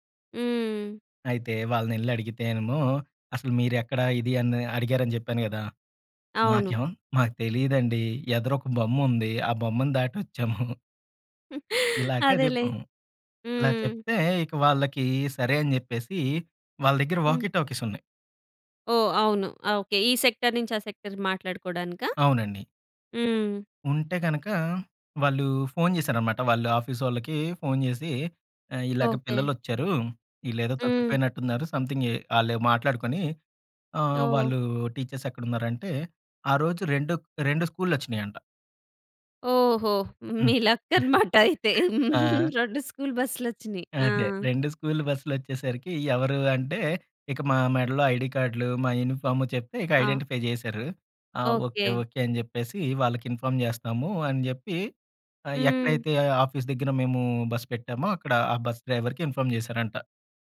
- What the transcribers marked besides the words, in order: giggle; in English: "వాకీ టాకీస్"; in English: "సెక్టార్"; in English: "సెక్టార్"; in English: "సమ్‌థింగ్"; in English: "టీచర్స్"; laughing while speaking: "లక్ అనమాటయితే"; in English: "లక్"; giggle; in English: "యూనిఫార్మ్"; in English: "ఐడెంటిఫై"; in English: "ఇన్ఫార్మ్"; in English: "ఆఫీస్"; in English: "డ్రైవర్‌కి ఇన్ఫామ్"
- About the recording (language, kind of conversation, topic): Telugu, podcast, ప్రయాణంలో తప్పిపోయి మళ్లీ దారి కనిపెట్టిన క్షణం మీకు ఎలా అనిపించింది?